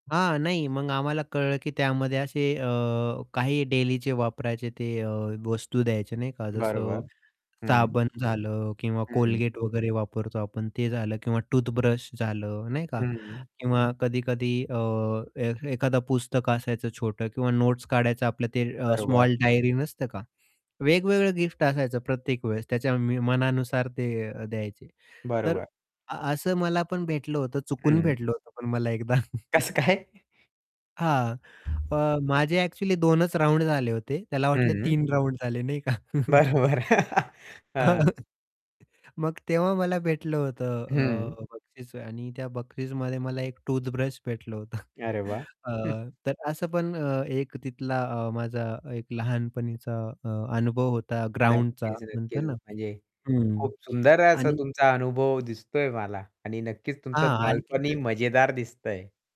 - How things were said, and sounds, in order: in English: "डेलीचे"; static; in English: "नोट्स"; distorted speech; chuckle; laughing while speaking: "कसं काय?"; other background noise; in English: "राउंड"; in English: "राउंड"; laughing while speaking: "बरं, बरं"; chuckle; laugh; chuckle; "बक्षिसमध्ये" said as "बखरीसमध्ये"; chuckle; tapping
- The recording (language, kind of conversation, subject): Marathi, podcast, तुमची बालपणीची आवडती बाहेरची जागा कोणती होती?